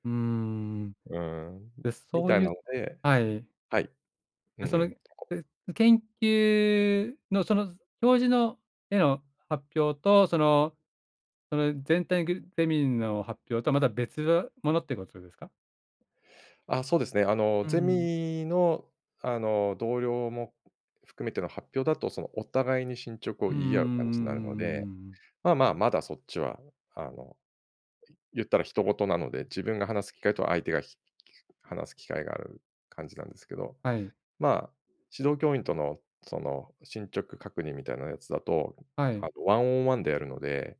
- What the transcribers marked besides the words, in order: other background noise; in English: "ワンオンワン"
- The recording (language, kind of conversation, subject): Japanese, advice, 会議や発表で自信を持って自分の意見を表現できないことを改善するにはどうすればよいですか？